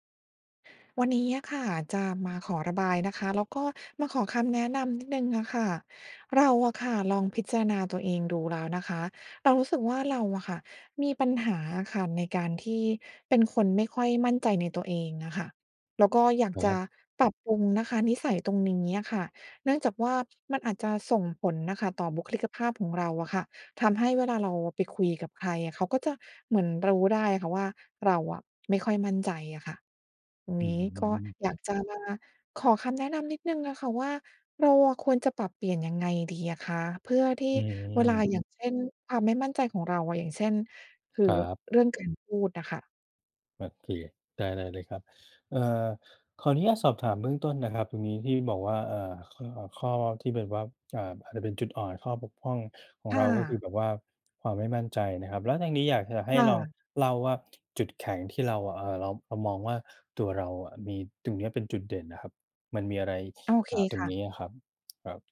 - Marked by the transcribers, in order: tapping
- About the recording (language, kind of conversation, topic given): Thai, advice, ฉันจะยอมรับข้อบกพร่องและใช้จุดแข็งของตัวเองได้อย่างไร?
- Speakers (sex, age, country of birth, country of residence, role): female, 40-44, Thailand, United States, user; male, 40-44, Thailand, Thailand, advisor